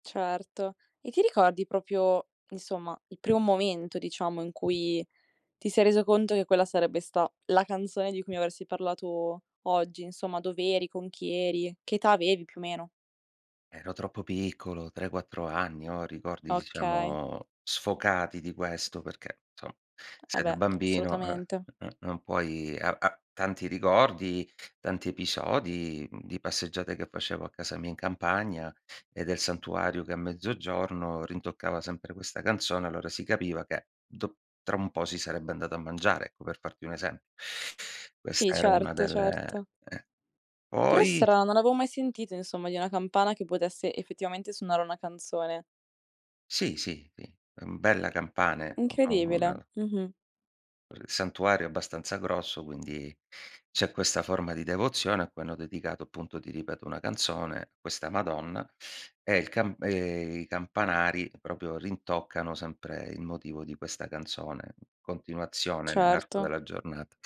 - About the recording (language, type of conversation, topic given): Italian, podcast, Qual è la canzone che ti ricorda l’infanzia?
- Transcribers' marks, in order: "proprio" said as "propio"; tapping; "Sì" said as "ì"; other background noise; unintelligible speech; unintelligible speech; "proprio" said as "propio"